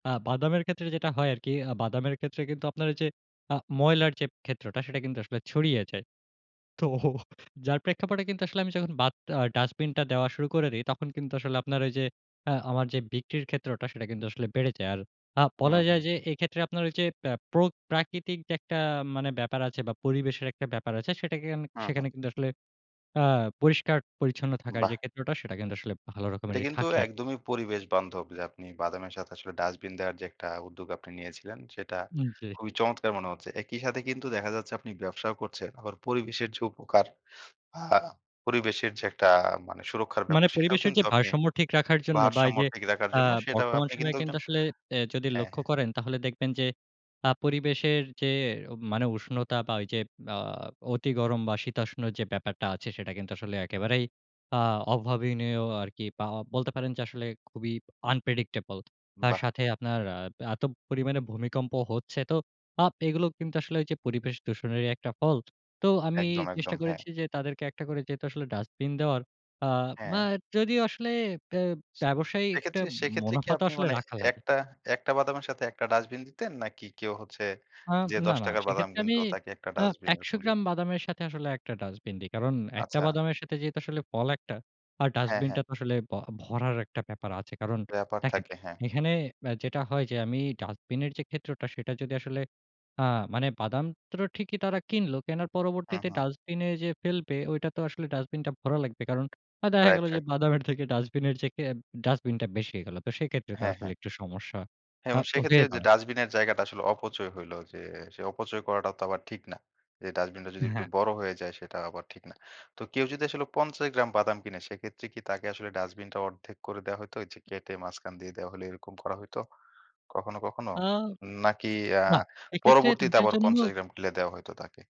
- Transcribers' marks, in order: chuckle; in English: "unpredictable"; other background noise
- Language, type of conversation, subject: Bengali, podcast, তুমি কীভাবে ছোট একটি ধারণাকে বড় প্রকল্পে রূপ দাও?